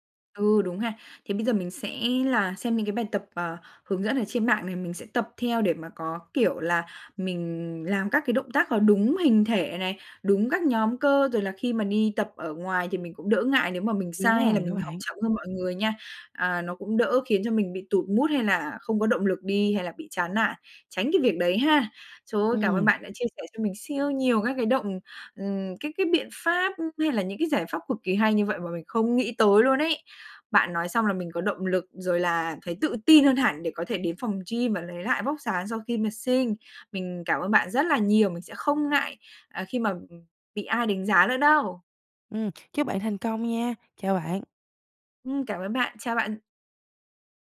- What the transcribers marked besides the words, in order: tapping; in English: "mood"
- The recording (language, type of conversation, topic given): Vietnamese, advice, Tôi ngại đến phòng tập gym vì sợ bị đánh giá, tôi nên làm gì?